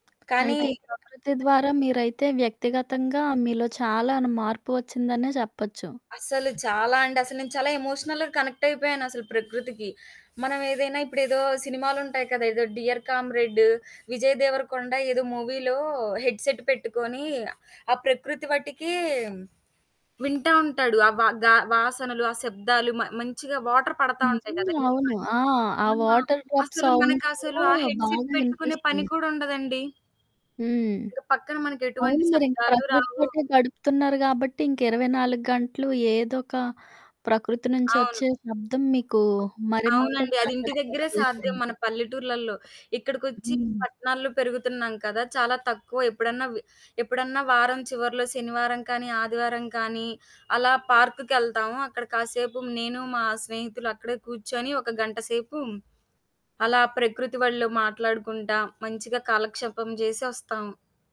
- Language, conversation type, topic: Telugu, podcast, ప్రకృతి మీకు శాంతిని అందించిన అనుభవం ఏమిటి?
- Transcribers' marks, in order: tapping; static; other background noise; in English: "ఎమోషనల్‌గా"; in English: "మూవీలో హెడ్‌సేట్"; in English: "వాటర్ డ్రాప్ సౌండ్"; in English: "హెడ్‌సేట్"; distorted speech; in English: "పార్క్‌కెళ్తాము"